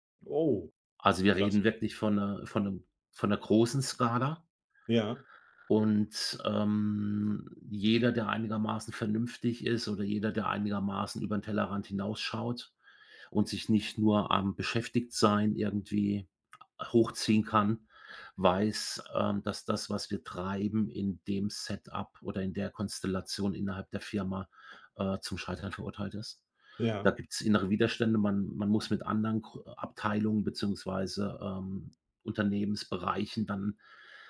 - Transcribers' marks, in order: surprised: "Oh"
- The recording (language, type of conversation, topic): German, advice, Warum fühlt sich mein Job trotz guter Bezahlung sinnlos an?